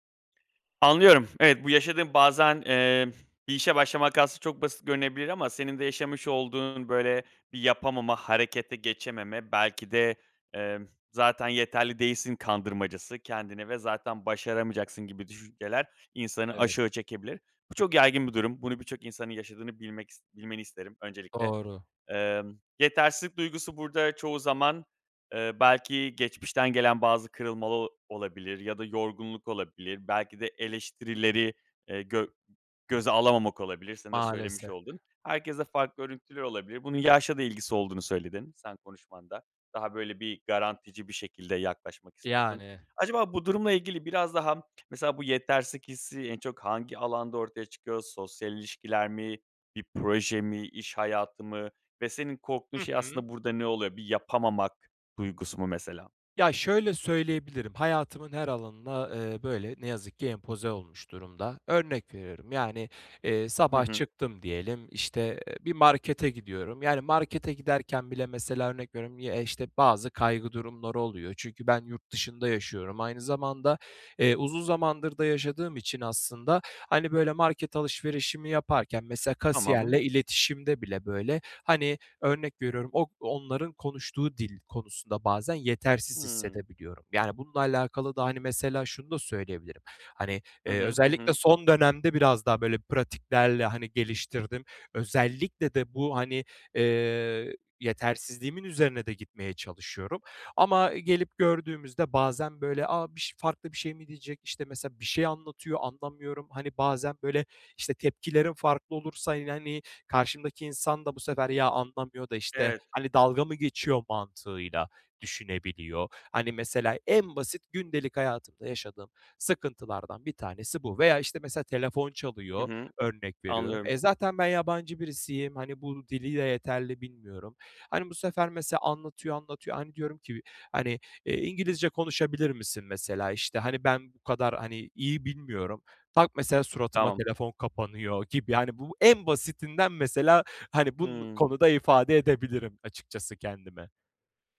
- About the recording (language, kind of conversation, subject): Turkish, advice, Kendimi yetersiz hissettiğim için neden harekete geçemiyorum?
- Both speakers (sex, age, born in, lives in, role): male, 25-29, Turkey, Bulgaria, user; male, 35-39, Turkey, Greece, advisor
- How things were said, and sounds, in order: other background noise; tapping; stressed: "en"; stressed: "en basitinden"